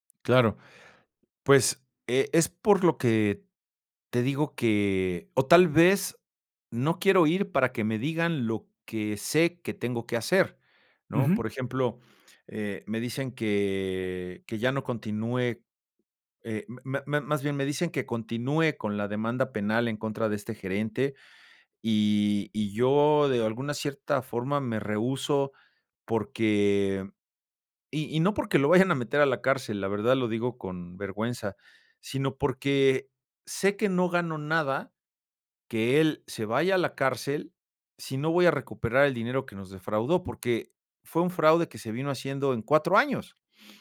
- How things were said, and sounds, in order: drawn out: "que"
- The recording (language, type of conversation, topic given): Spanish, advice, ¿Cómo puedo manejar la fatiga y la desmotivación después de un fracaso o un retroceso?